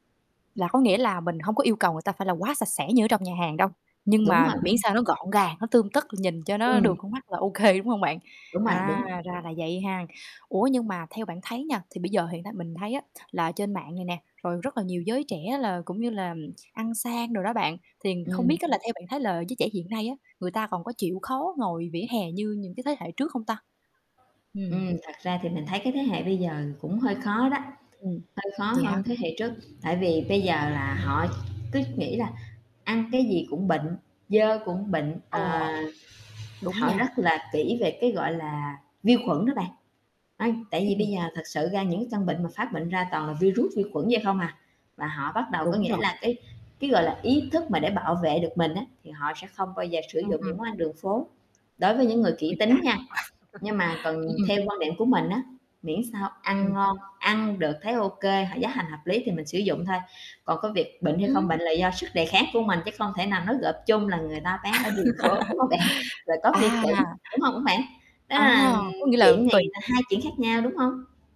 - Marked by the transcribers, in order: static; laughing while speaking: "ô kê"; distorted speech; other street noise; tapping; chuckle; laugh; laughing while speaking: "đúng hông bạn?"
- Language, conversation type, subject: Vietnamese, podcast, Bạn nghĩ gì về đồ ăn đường phố hiện nay?
- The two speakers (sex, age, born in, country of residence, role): female, 20-24, Vietnam, Vietnam, host; female, 45-49, Vietnam, Vietnam, guest